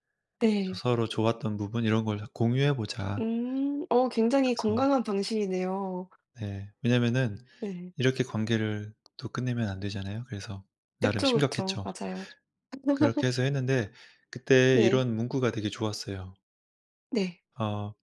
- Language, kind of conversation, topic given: Korean, unstructured, 누군가를 사랑하다가 마음이 식었다고 느낄 때 어떻게 하는 게 좋을까요?
- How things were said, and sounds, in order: other background noise; laugh; tapping